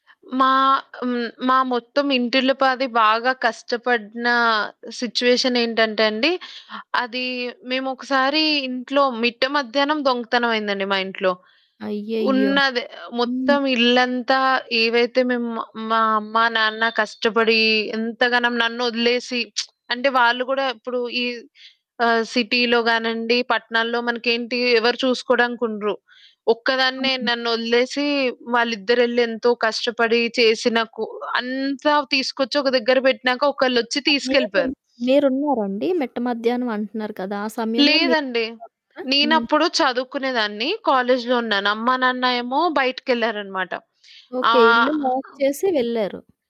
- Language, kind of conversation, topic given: Telugu, podcast, కష్టకాలంలో మీరు మీ దృష్టిని ఎలా నిలబెట్టుకుంటారు?
- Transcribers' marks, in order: in English: "సిట్యుయేషన్"; gasp; horn; lip smack; other background noise; in English: "సిటీ‌లో"; distorted speech; stressed: "అంతా"; unintelligible speech; in English: "లాక్"